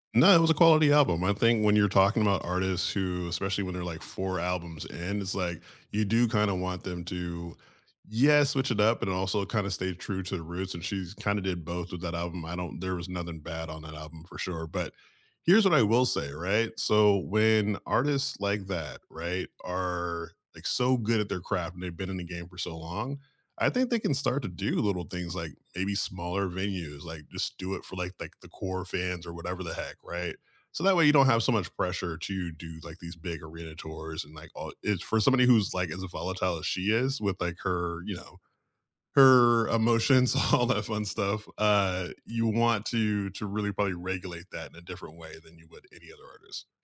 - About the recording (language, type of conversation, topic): English, unstructured, What live performance moments—whether you were there in person or watching live on screen—gave you chills, and what made them unforgettable?
- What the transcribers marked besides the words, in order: laughing while speaking: "all that fun stuff"